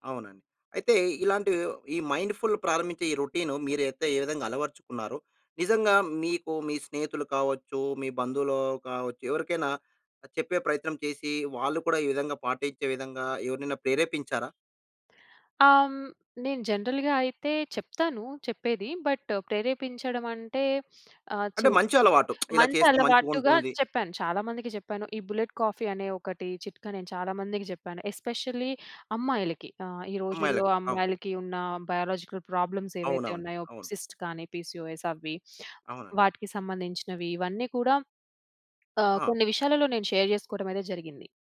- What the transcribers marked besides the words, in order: in English: "మైండ్‌ఫుల్"; in English: "జనరల్‌గా"; in English: "బట్"; tsk; in English: "బుల్లెట్ కాఫీ"; in English: "ఎస్పెషల్లీ"; in English: "బయాలజికల్ ప్రాబ్లమ్స్"; in English: "సిస్ట్స్"; in English: "పిసిఒఎస్"; in English: "షేర్"
- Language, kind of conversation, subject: Telugu, podcast, ఉదయాన్ని శ్రద్ధగా ప్రారంభించడానికి మీరు పాటించే దినచర్య ఎలా ఉంటుంది?